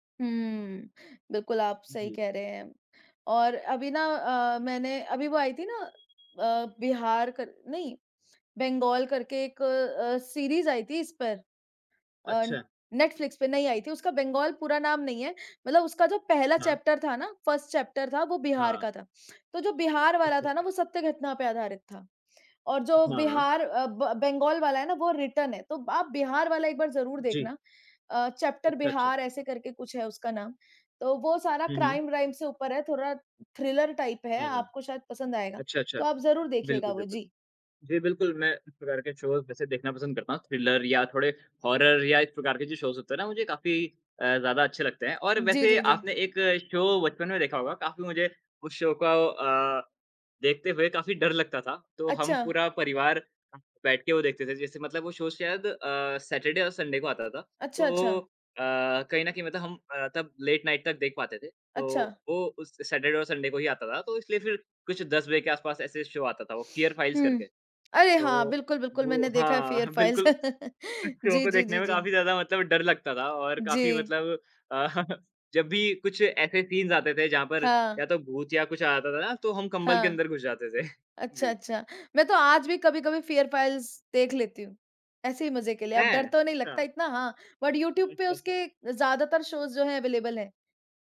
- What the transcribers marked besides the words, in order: in English: "चैप्टर"; in English: "फ़र्स्ट चैप्टर"; in English: "रिटर्न"; in English: "क्राइम"; in English: "थ्रिलर टाइप"; in English: "शोज़"; in English: "थ्रिलर"; in English: "हॉरर"; in English: "शोज़"; in English: "शो"; in English: "शो"; unintelligible speech; in English: "सैटरडे"; in English: "संडे"; in English: "लेट नाइट"; in English: "सैटरडे"; in English: "संडे"; in English: "शो"; chuckle; in English: "शो"; chuckle; in English: "सीन्स"; laughing while speaking: "थे"; in English: "बट"; in English: "शोज़"; in English: "अवेलेबल"
- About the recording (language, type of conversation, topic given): Hindi, unstructured, आपका पसंदीदा दूरदर्शन धारावाहिक कौन सा है और क्यों?
- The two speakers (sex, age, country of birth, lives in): female, 25-29, India, India; male, 20-24, India, India